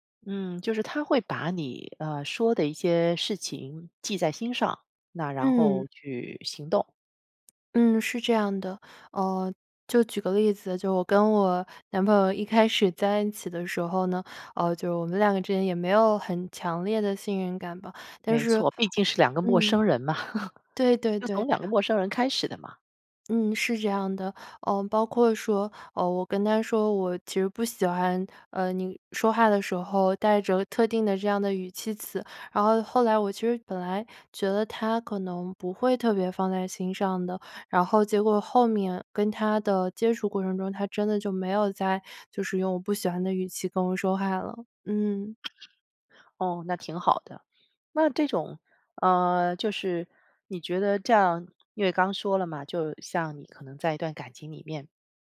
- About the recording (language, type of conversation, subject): Chinese, podcast, 在爱情里，信任怎么建立起来？
- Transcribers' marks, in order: other background noise; laugh